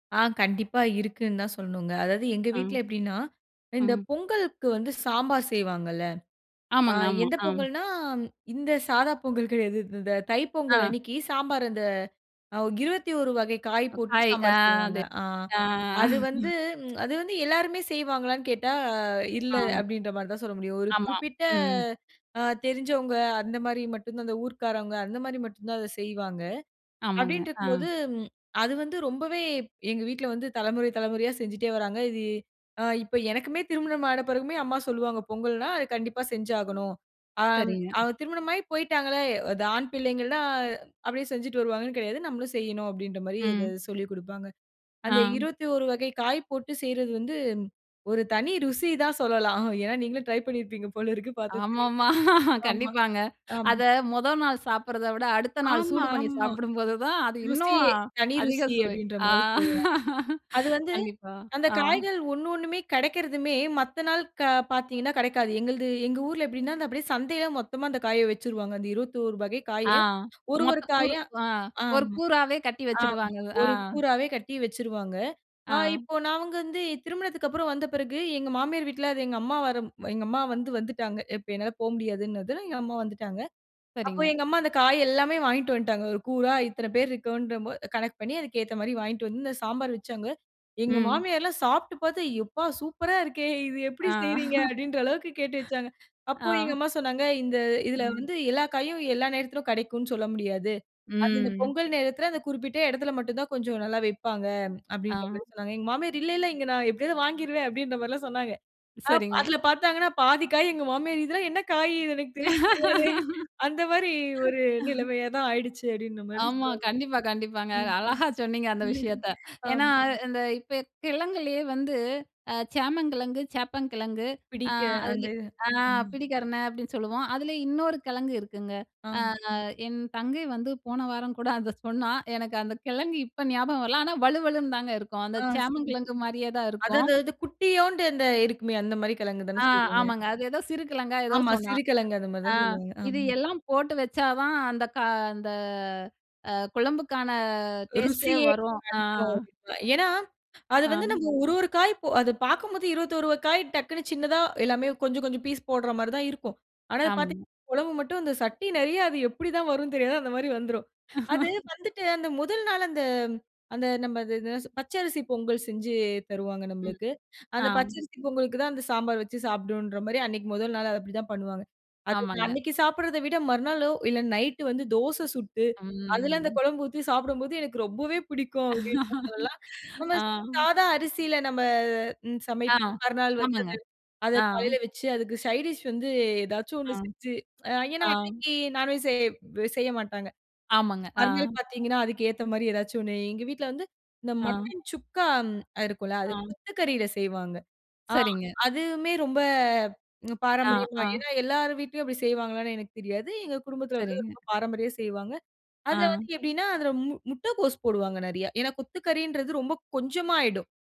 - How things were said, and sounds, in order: chuckle; chuckle; chuckle; laughing while speaking: "ஏனா, நீங்களும் ட்ரை பண்ணியிருப்பீங்க போலருக்கு பாத்தா தெரிது"; in English: "ட்ரை"; laughing while speaking: "ஆமாமா, கண்டிப்பாங்க. அத மொத நாள் … ஆ கண்டிப்பா ஆ"; laughing while speaking: "யப்பா, சூப்பரா இருக்கே! இது எப்டி செய்றீங்க? அப்டின்ற அளவுக்கு கேட்டு வச்சாங்க"; chuckle; laughing while speaking: "அதுல பாத்தாங்கன்னா பாதிக்காய் எங்க மாமியாரு இதெல்லாம் என்ன காய் எனக்கு தெரியவே தெரியாதே"; laugh; chuckle; unintelligible speech; other noise; in English: "பீஸ்"; laugh; chuckle; laugh; in English: "சைட் டிஷ்"; "பாரம்பரியமா" said as "பாரம்பரியா"
- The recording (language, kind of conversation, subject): Tamil, podcast, உங்களுடைய குடும்ப உணவுப் பாரம்பரியம் பற்றி சொல்ல முடியுமா?